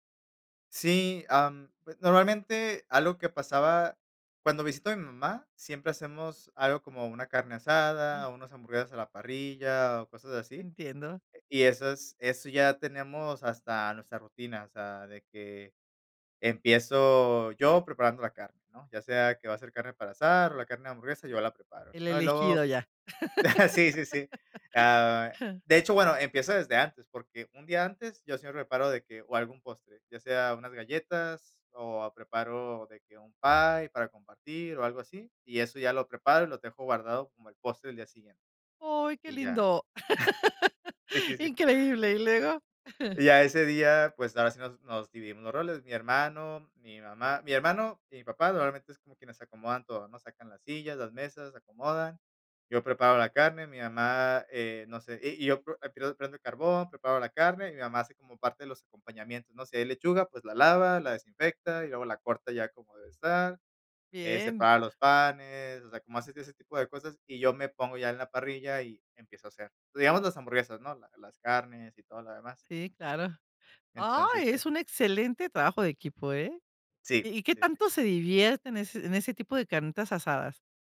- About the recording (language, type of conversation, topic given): Spanish, podcast, ¿Qué papel juegan las comidas compartidas en unir a la gente?
- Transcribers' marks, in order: chuckle; laugh; in English: "pie"; laugh; chuckle; laughing while speaking: "sí, sí, sí"; chuckle; unintelligible speech; unintelligible speech